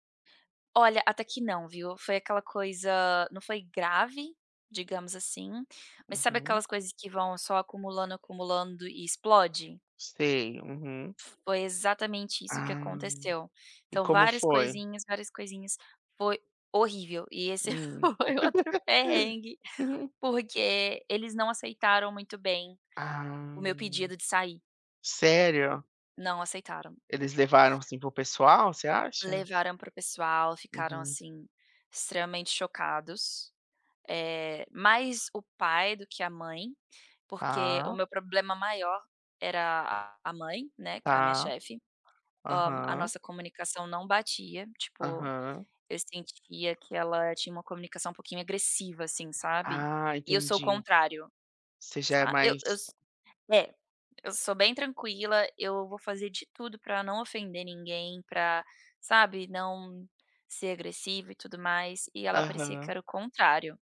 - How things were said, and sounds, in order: tapping; laugh; laughing while speaking: "foi"
- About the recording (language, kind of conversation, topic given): Portuguese, podcast, Conta um perrengue que virou história pra contar?